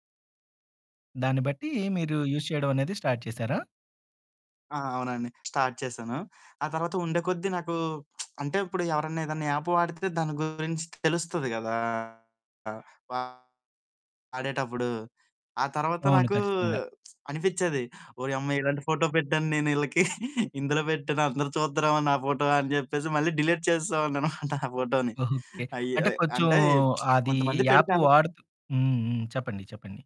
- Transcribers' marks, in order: in English: "యూజ్"; in English: "స్టార్ట్"; other background noise; in English: "స్టార్ట్"; lip smack; distorted speech; lip smack; giggle; in English: "డిలీట్"; laughing while speaking: "చేసేసేవాడిననమాట ఆ ఫోటోని"; laughing while speaking: "ఓకే"; lip smack
- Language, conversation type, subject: Telugu, podcast, మీ పని ఆన్‌లైన్‌లో పోస్ట్ చేసే ముందు మీకు ఎలాంటి అనుభూతి కలుగుతుంది?